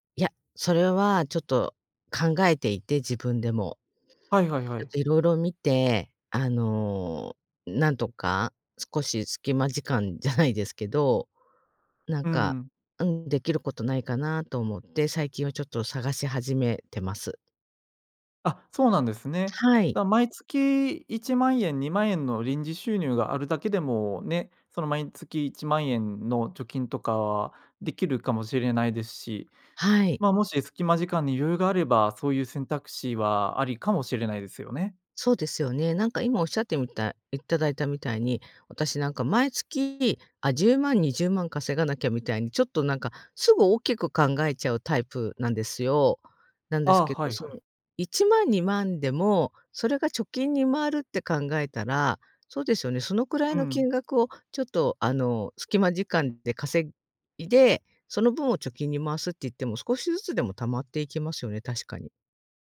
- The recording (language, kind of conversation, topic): Japanese, advice, 毎月赤字で貯金が増えないのですが、どうすれば改善できますか？
- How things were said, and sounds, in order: none